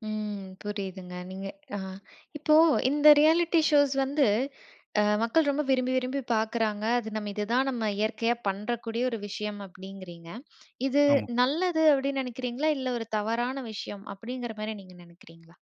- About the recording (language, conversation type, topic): Tamil, podcast, ரியாலிட்டி நிகழ்ச்சிகளை மக்கள் ஏன் இவ்வளவு ரசிக்கிறார்கள் என்று நீங்கள் நினைக்கிறீர்கள்?
- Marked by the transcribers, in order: in English: "ரியாலிட்டி ஷோஸ்"; tapping